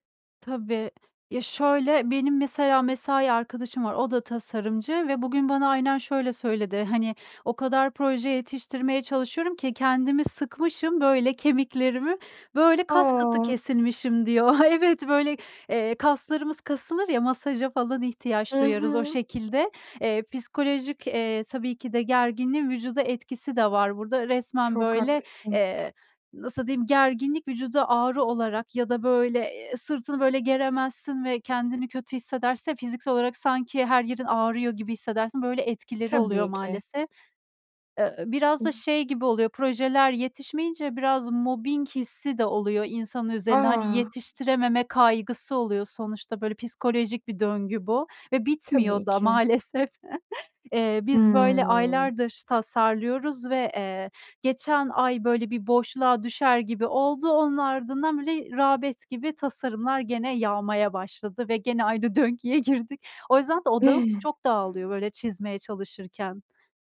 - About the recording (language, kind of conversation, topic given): Turkish, advice, Birden fazla görev aynı anda geldiğinde odağım dağılıyorsa önceliklerimi nasıl belirleyebilirim?
- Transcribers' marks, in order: giggle; unintelligible speech; tapping; laughing while speaking: "maalesef"; chuckle; laughing while speaking: "döngüye girdik"; giggle; other background noise